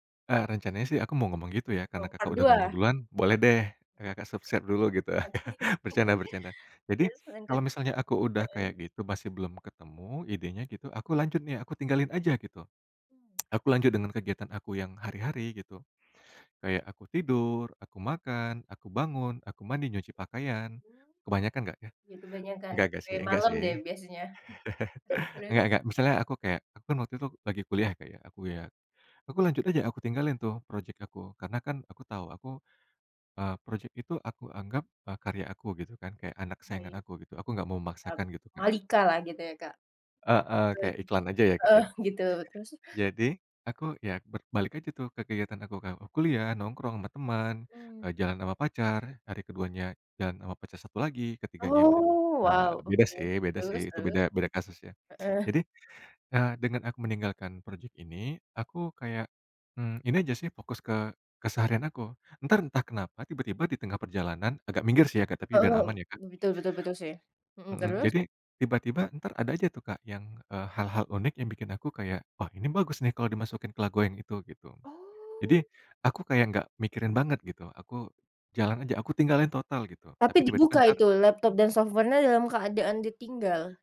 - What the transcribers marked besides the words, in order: in English: "part"; other background noise; laughing while speaking: "Oke"; chuckle; in English: "subscribe"; chuckle; tsk; chuckle; laughing while speaking: "Oh"; in English: "software-nya"
- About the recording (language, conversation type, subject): Indonesian, podcast, Gimana biasanya kamu ngatasin rasa buntu kreatif?